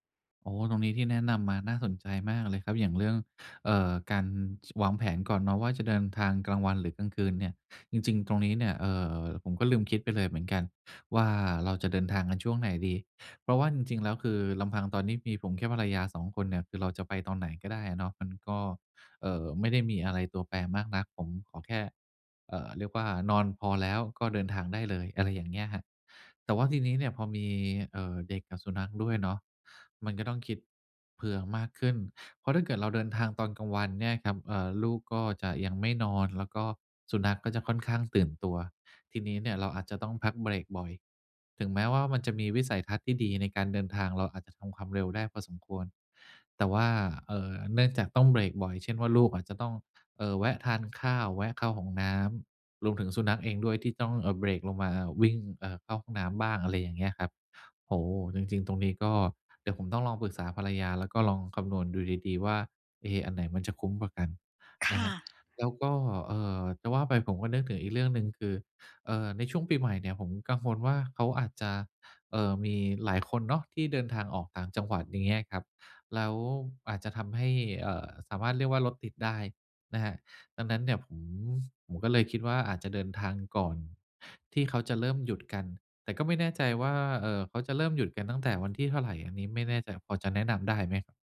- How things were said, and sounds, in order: other background noise
- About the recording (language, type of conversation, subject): Thai, advice, ควรเตรียมตัวอย่างไรเพื่อลดความกังวลเมื่อต้องเดินทางไปต่างจังหวัด?